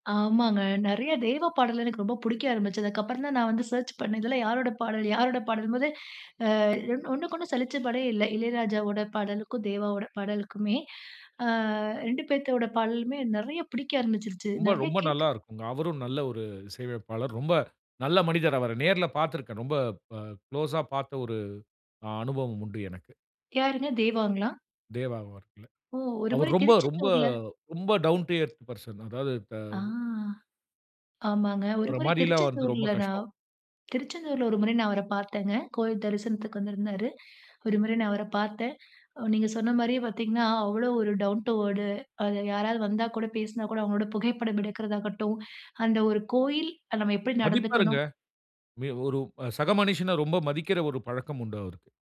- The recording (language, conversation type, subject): Tamil, podcast, சினிமா பாடல்கள் உங்கள் இசை அடையாளத்தை எப்படிச் மாற்றின?
- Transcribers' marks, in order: in English: "சர்ச்"; in English: "டவுன் டீ எர்த் பர்ஷன்"; in English: "டவுன் டூ வேர்டு"; other background noise